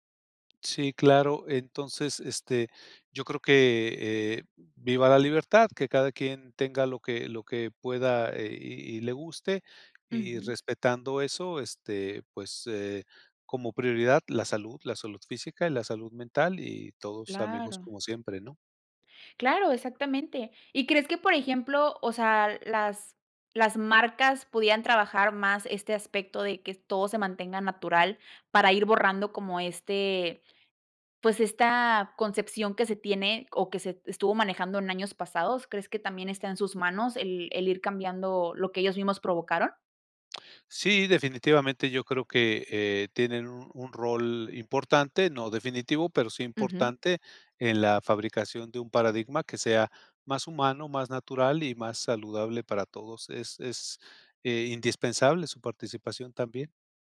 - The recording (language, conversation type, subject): Spanish, podcast, ¿Cómo afecta la publicidad a la imagen corporal en los medios?
- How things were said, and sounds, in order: none